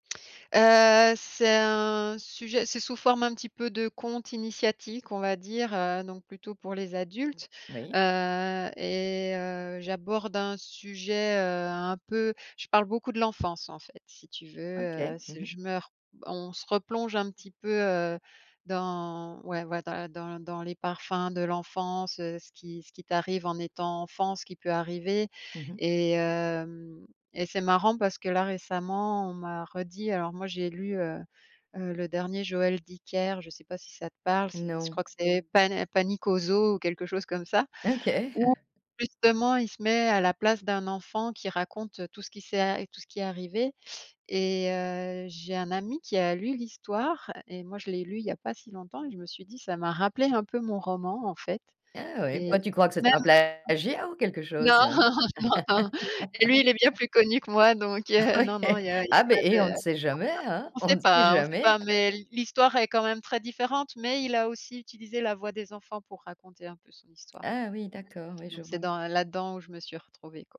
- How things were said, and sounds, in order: chuckle; unintelligible speech; laugh; laugh; unintelligible speech; laughing while speaking: "Ah oui, eh"; other background noise
- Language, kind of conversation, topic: French, podcast, Comment nourris-tu ton inspiration au quotidien ?